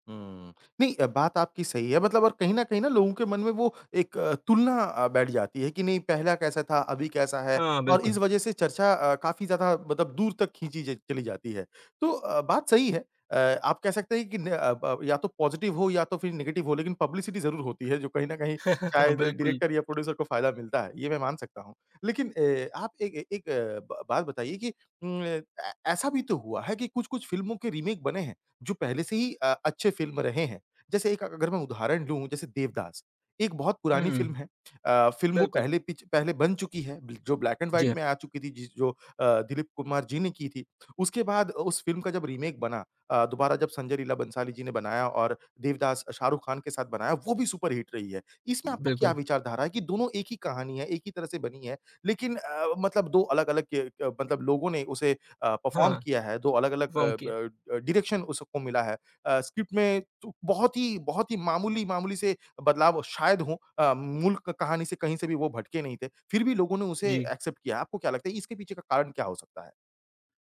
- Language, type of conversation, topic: Hindi, podcast, क्या रीमेक मूल कृति से बेहतर हो सकते हैं?
- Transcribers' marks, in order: other background noise; in English: "पॉज़िटिव"; in English: "नेगेटिव"; in English: "पब्लिसिटी"; chuckle; in English: "डायरेक्टर"; in English: "प्रोड्यूसर"; in English: "ब्लैक एंड व्हाइट"; in English: "रीमेक"; in English: "सुपरहिट"; in English: "अ, परफॉर्म"; in English: "डायरेक्शन"; in English: "स्क्रिप्ट"; in English: "एक्सेप्ट"